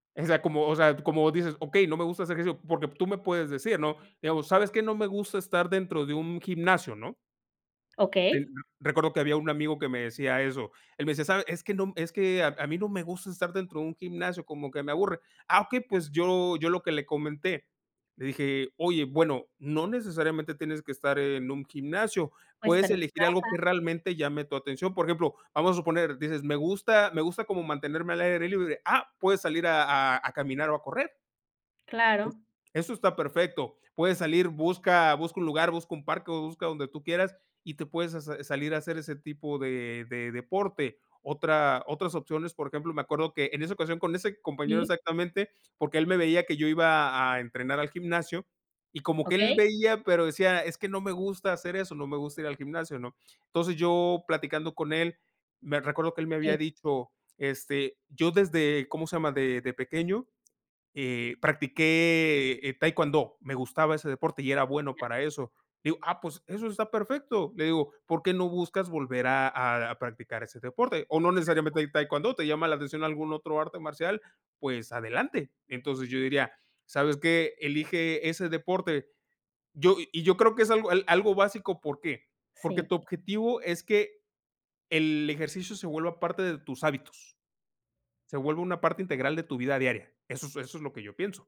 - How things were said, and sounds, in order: other noise; other background noise
- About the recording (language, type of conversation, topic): Spanish, unstructured, ¿Qué recomendarías a alguien que quiere empezar a hacer ejercicio?